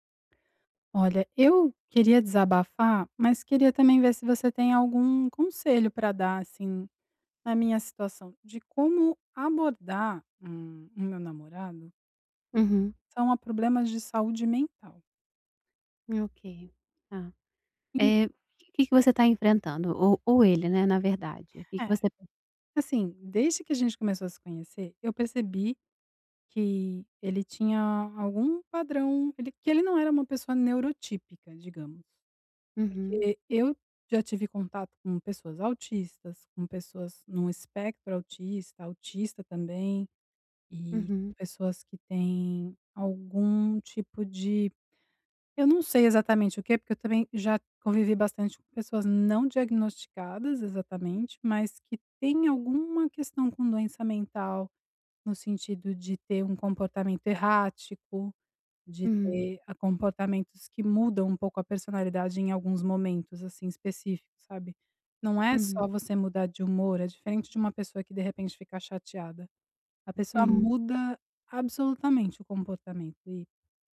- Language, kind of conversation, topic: Portuguese, advice, Como posso apoiar meu parceiro que enfrenta problemas de saúde mental?
- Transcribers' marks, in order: tapping